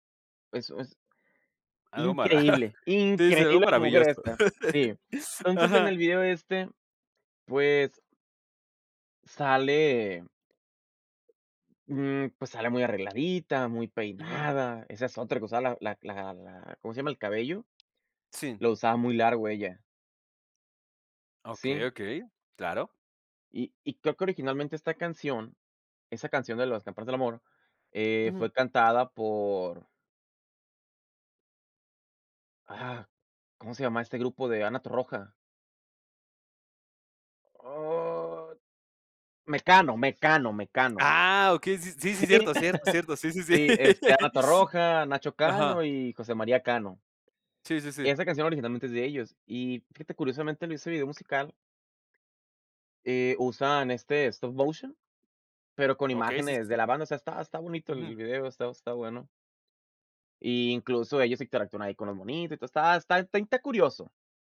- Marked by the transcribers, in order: chuckle; stressed: "increíble la mujer esta"; laugh; drawn out: "Oh"; laughing while speaking: "Sí"; tongue click; laugh; laugh; in English: "stop motion"
- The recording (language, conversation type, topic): Spanish, podcast, ¿Cuál es tu canción favorita de todos los tiempos?